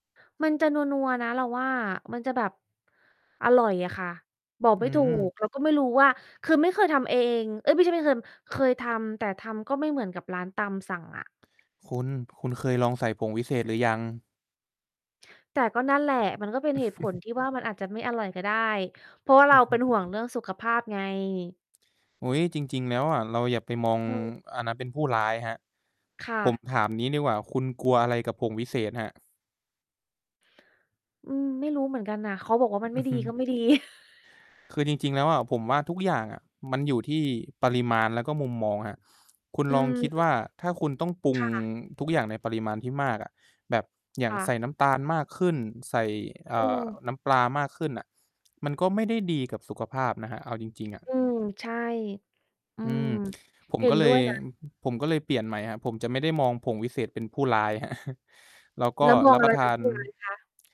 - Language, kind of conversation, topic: Thai, unstructured, คุณคิดว่าการเรียนรู้ทำอาหารมีประโยชน์กับชีวิตอย่างไร?
- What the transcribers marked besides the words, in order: other background noise; distorted speech; chuckle; static; chuckle; tapping; chuckle